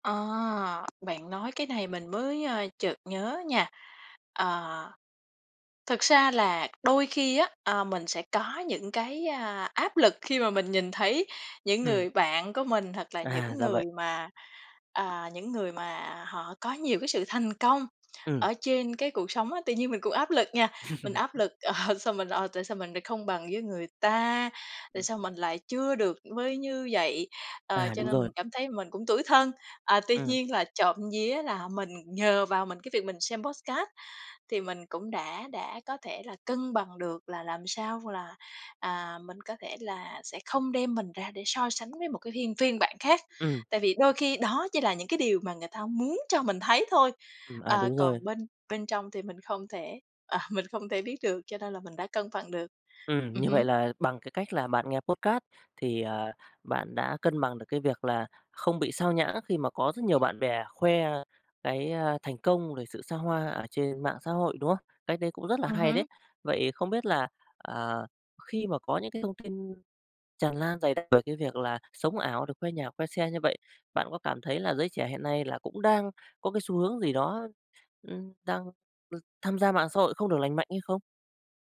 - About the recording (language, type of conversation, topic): Vietnamese, podcast, Bạn cân bằng giữa cuộc sống và việc dùng mạng xã hội như thế nào?
- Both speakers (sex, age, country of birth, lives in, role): female, 35-39, Vietnam, Vietnam, guest; male, 35-39, Vietnam, Vietnam, host
- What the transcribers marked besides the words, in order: tapping; other background noise; chuckle; chuckle; in English: "podcast"; laughing while speaking: "à"; in English: "podcast"